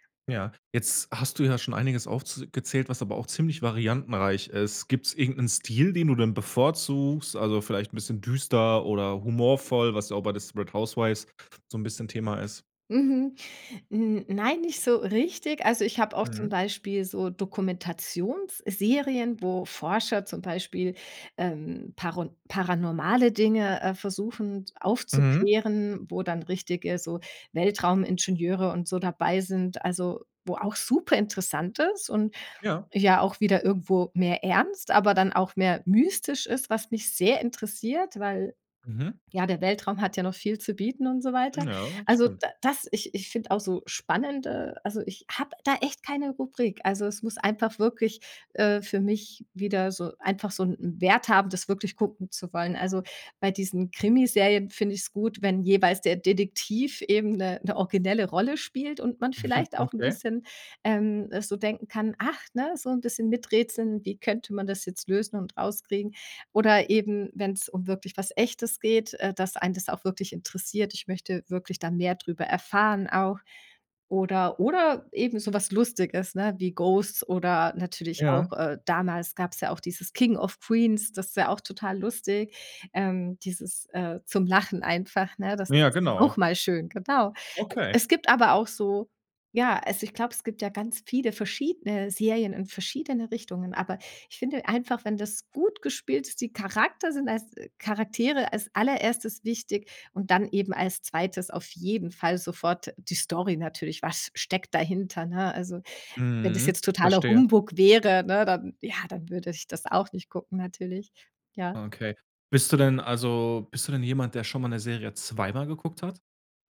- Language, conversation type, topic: German, podcast, Was macht eine Serie binge-würdig?
- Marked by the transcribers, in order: stressed: "sehr"; chuckle